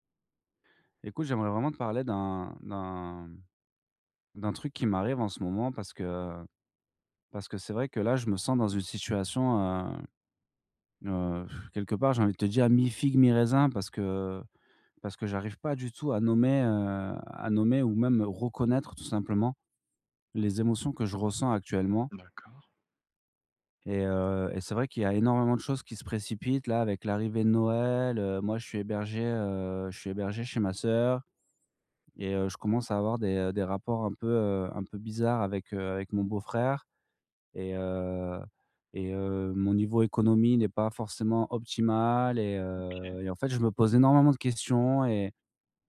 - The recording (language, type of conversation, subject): French, advice, Comment puis-je mieux reconnaître et nommer mes émotions au quotidien ?
- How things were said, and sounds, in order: sigh